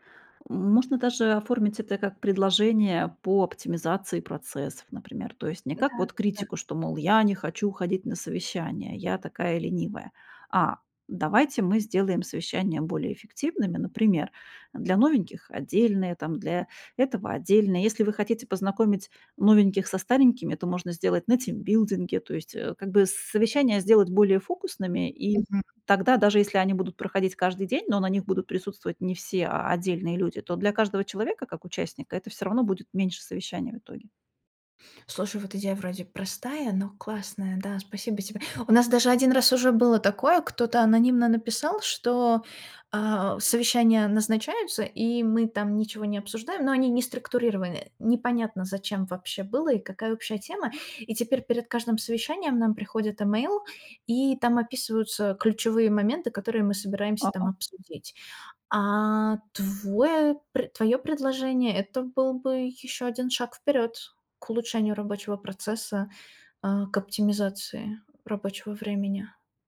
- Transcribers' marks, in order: none
- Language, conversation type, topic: Russian, advice, Как сократить количество бессмысленных совещаний, которые отнимают рабочее время?